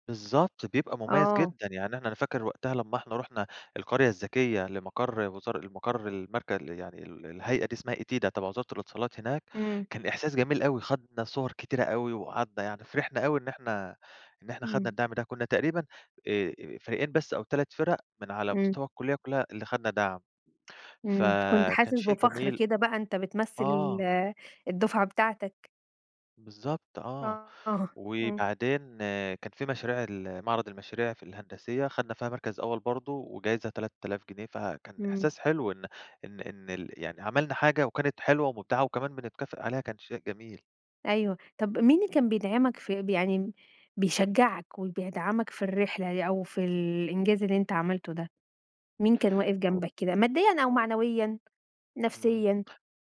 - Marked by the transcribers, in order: tapping; unintelligible speech
- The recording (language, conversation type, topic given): Arabic, podcast, احكي لنا عن أول مرة حسّيت فيها إنك مبدع؟